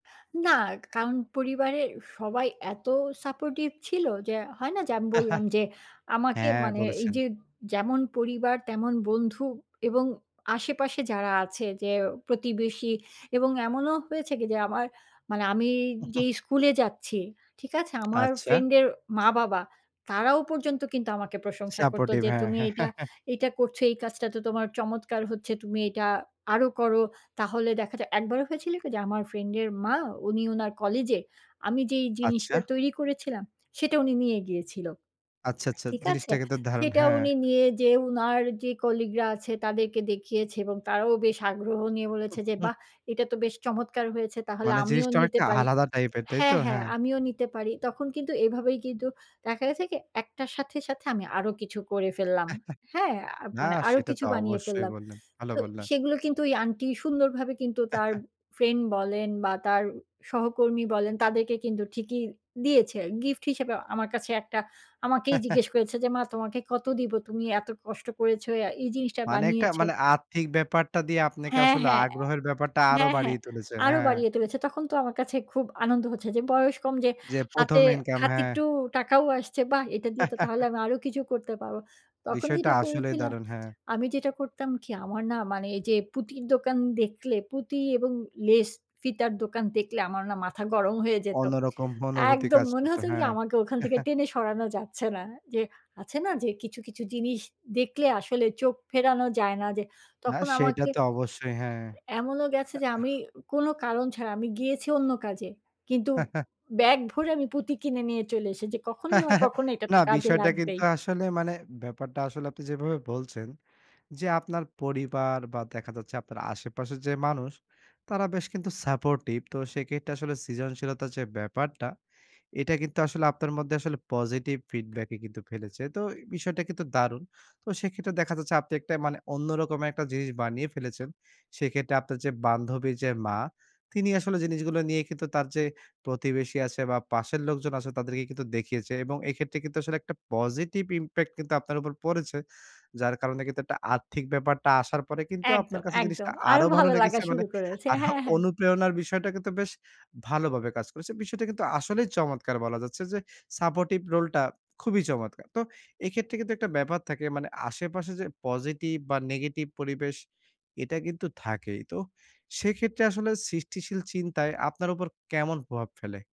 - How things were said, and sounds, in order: chuckle; chuckle; chuckle; lip smack; tapping; chuckle; chuckle; chuckle; "আর্থিক" said as "আথিক"; chuckle; chuckle; chuckle; laugh; scoff
- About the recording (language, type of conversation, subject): Bengali, podcast, তোমার আশেপাশের মানুষ তোমার সৃজনশীলতাকে কেমন প্রভাবিত করে?